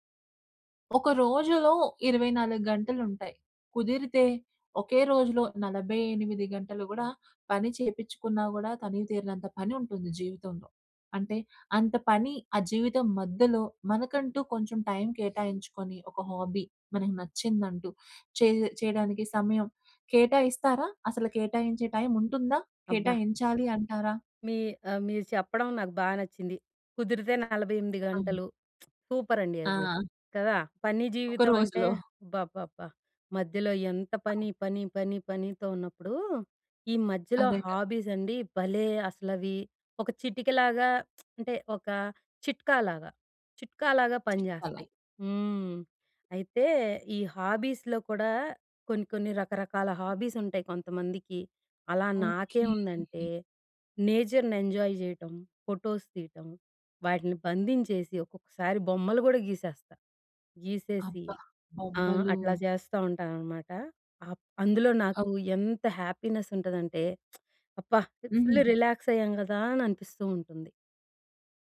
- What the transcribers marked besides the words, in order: in English: "హాబీ"; lip smack; in English: "సూపర్"; in English: "హాబీస్"; lip smack; other background noise; in English: "హాబీస్‌లో"; in English: "హాబీస్"; in English: "నేచర్‍ని ఎంజాయ్"; in English: "ఫోటోస్"; in English: "హ్యాపీనెస్"; lip smack; in English: "ఫుల్ రిలాక్స్"
- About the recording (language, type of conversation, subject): Telugu, podcast, పని, వ్యక్తిగత జీవితం రెండింటిని సమతుల్యం చేసుకుంటూ మీ హాబీకి సమయం ఎలా దొరకబెట్టుకుంటారు?